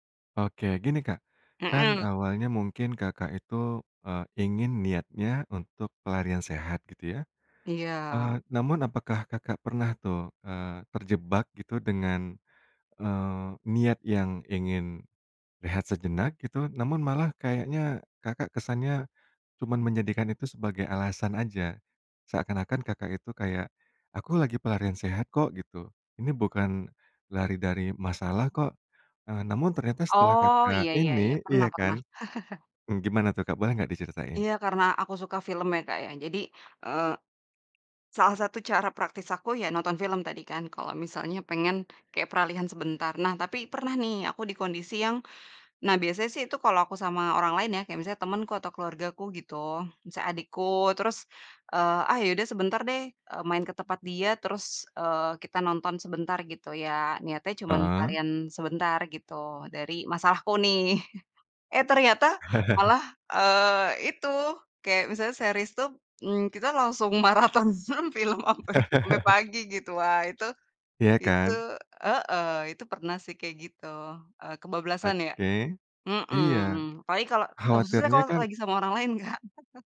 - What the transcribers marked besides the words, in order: chuckle; tapping; chuckle; in English: "series"; "tuh" said as "tub"; chuckle; laughing while speaking: "maraton mhm, film sampai"; laughing while speaking: "Kak"; chuckle
- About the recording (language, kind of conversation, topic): Indonesian, podcast, Menurutmu, apa batasan antara pelarian sehat dan menghindari masalah?